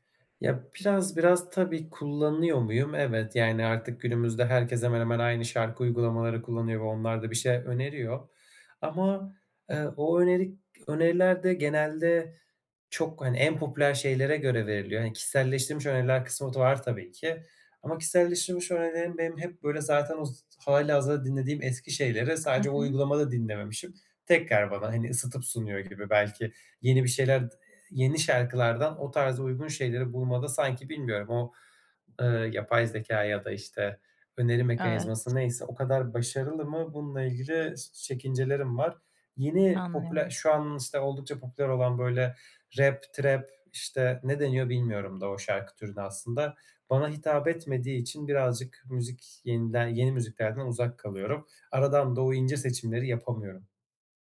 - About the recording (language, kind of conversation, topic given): Turkish, advice, Eskisi gibi film veya müzikten neden keyif alamıyorum?
- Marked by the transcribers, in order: other background noise; tapping; in English: "trap"